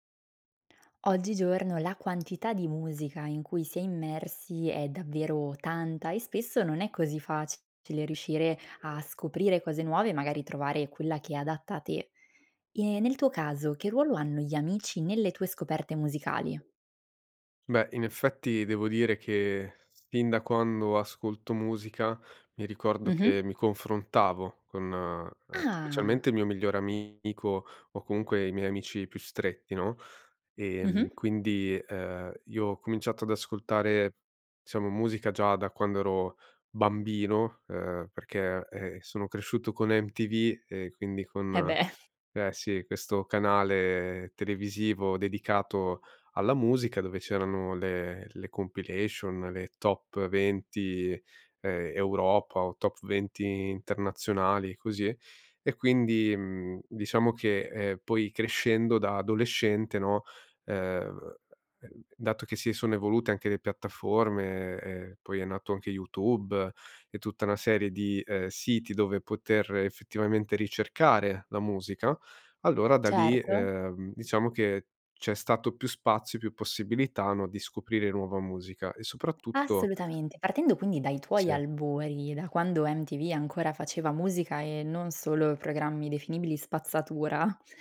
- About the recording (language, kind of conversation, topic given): Italian, podcast, Che ruolo hanno gli amici nelle tue scoperte musicali?
- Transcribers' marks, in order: chuckle; chuckle